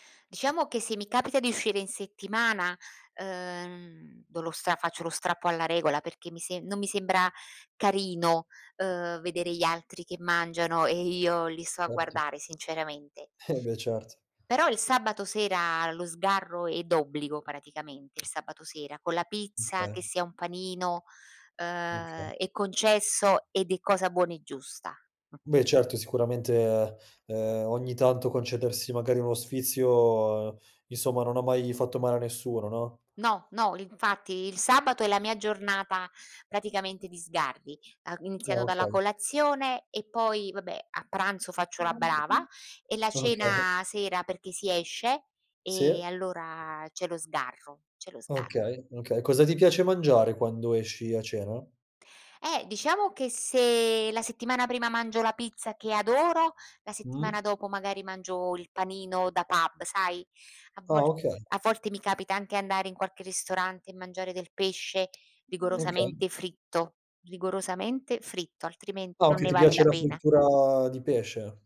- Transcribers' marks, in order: other background noise; chuckle; tapping; background speech; laughing while speaking: "Okay"
- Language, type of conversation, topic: Italian, podcast, Come ti prendi cura della tua alimentazione ogni giorno?